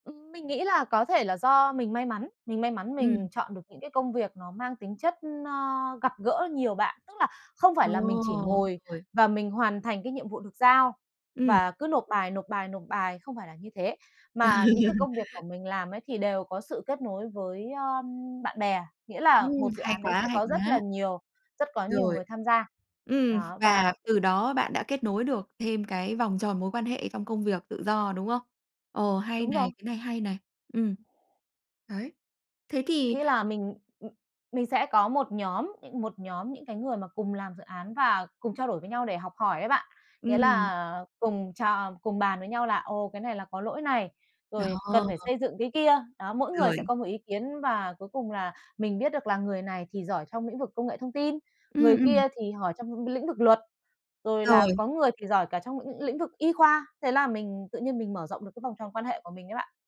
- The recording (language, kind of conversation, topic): Vietnamese, podcast, Làm việc từ xa có còn là xu hướng lâu dài không?
- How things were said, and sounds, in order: laugh; tapping